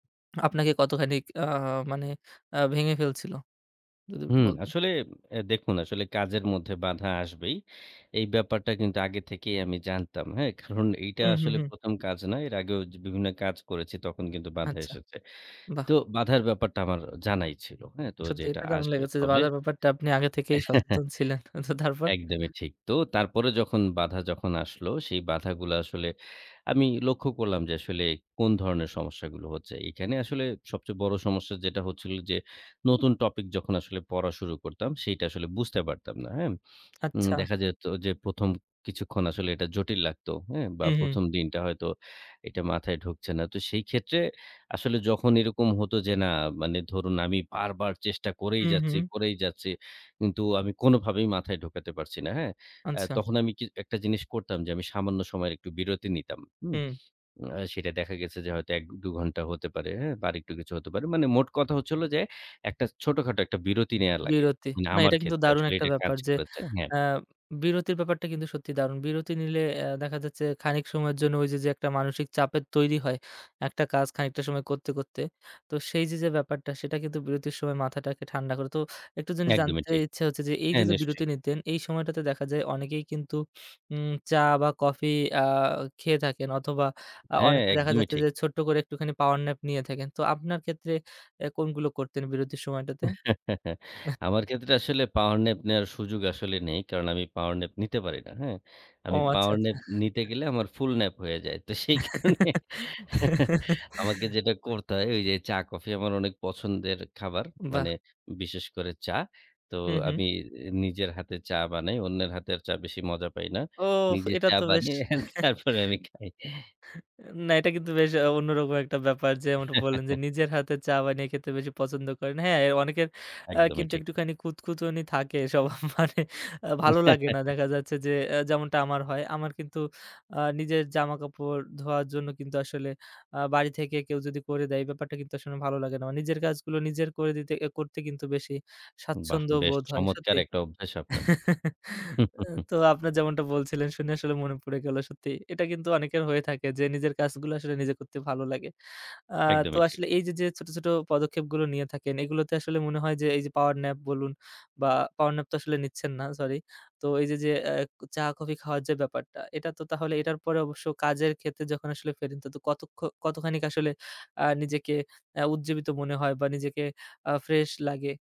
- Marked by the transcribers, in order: tapping; chuckle; laughing while speaking: "আচ্ছা তারপর?"; chuckle; laugh; laughing while speaking: "তো সেই কারণে"; chuckle; joyful: "ওফ, এটা তো বেশ!"; chuckle; laughing while speaking: "না এটা কিন্তু বেশ অন্যরকম … বেশি পছন্দ করেন"; laughing while speaking: "বানিয়ে তারপরে আমি খাই"; chuckle; laughing while speaking: "সবার মানে"; laugh; chuckle; chuckle; unintelligible speech
- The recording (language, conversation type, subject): Bengali, podcast, ছোট ছোট পদক্ষেপ নিয়ে কীভাবে বড় লক্ষ্যকে আরও কাছে আনতে পারি?